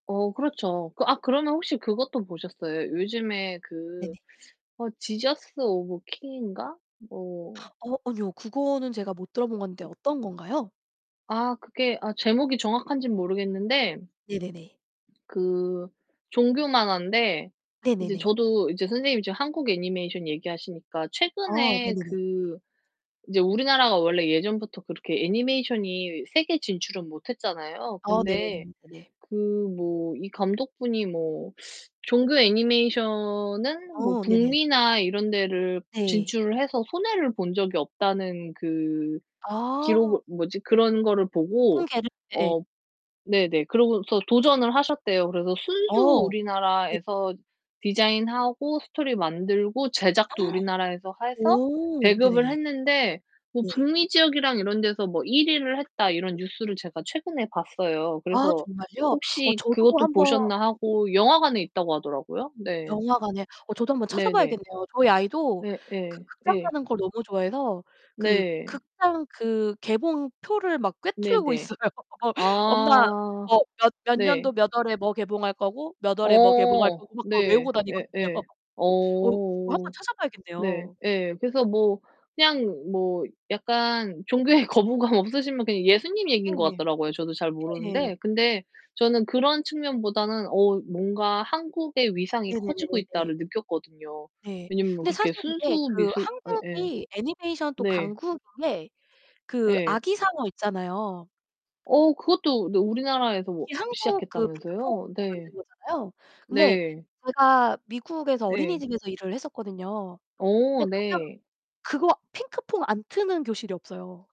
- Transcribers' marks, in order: other background noise; distorted speech; gasp; laughing while speaking: "있어요"; laughing while speaking: "다니거든요"; laughing while speaking: "종교에"; tapping
- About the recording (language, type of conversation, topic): Korean, unstructured, 어릴 때 가장 기억에 남았던 만화나 애니메이션은 무엇이었나요?